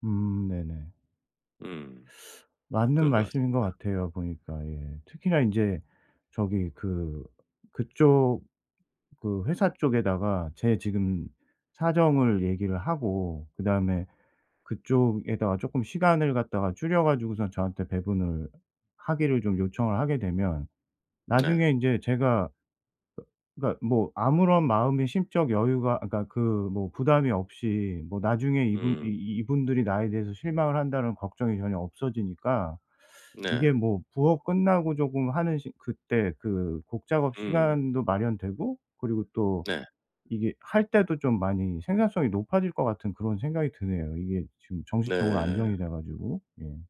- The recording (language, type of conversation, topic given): Korean, advice, 매주 정해진 창작 시간을 어떻게 확보할 수 있을까요?
- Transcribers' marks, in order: teeth sucking; teeth sucking